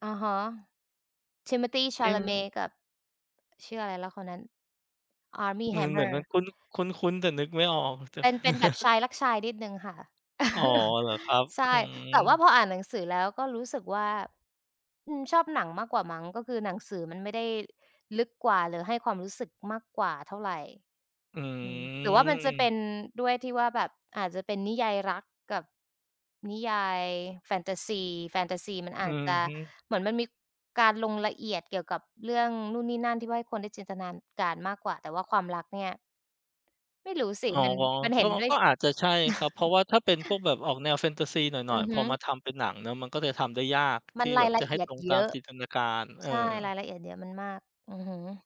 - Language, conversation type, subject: Thai, unstructured, คุณชอบอ่านหนังสือหรือดูหนังมากกว่ากัน และเพราะอะไร?
- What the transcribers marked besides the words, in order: other background noise; tapping; chuckle; chuckle; drawn out: "อือ"; "จินตนาการ" said as "จินตนานการ"; chuckle